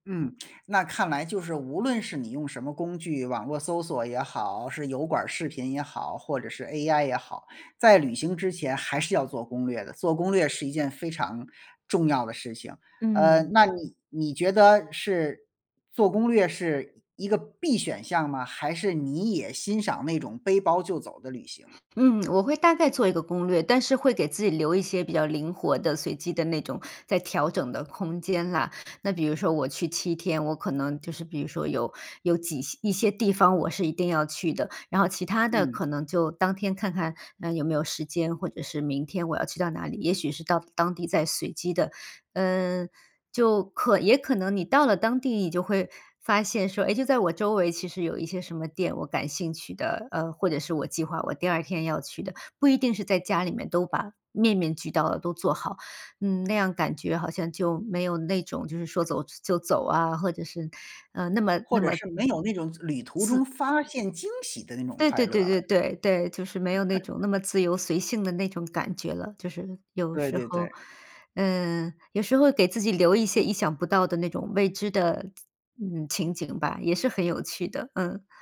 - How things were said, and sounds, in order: other background noise; unintelligible speech
- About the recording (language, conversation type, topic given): Chinese, podcast, 你是如何找到有趣的冷门景点的？